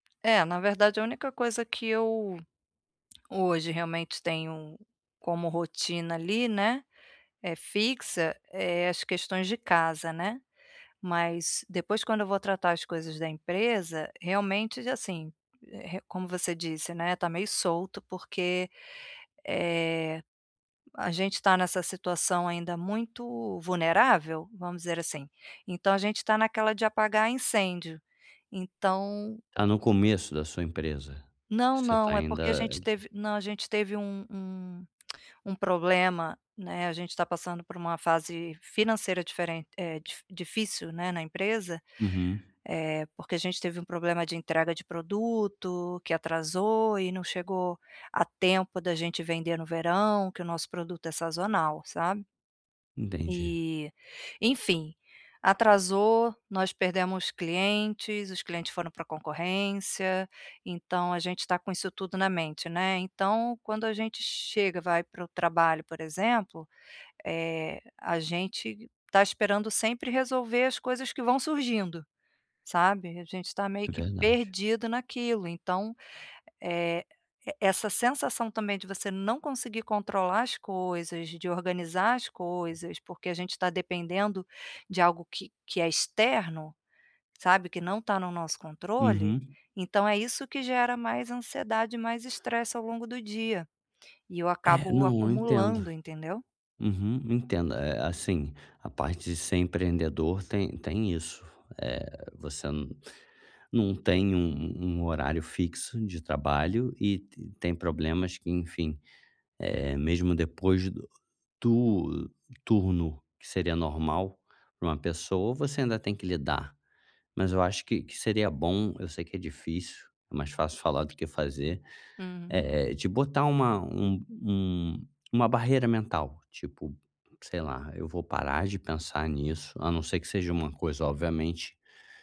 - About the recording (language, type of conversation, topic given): Portuguese, advice, Como é a sua rotina relaxante antes de dormir?
- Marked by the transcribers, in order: none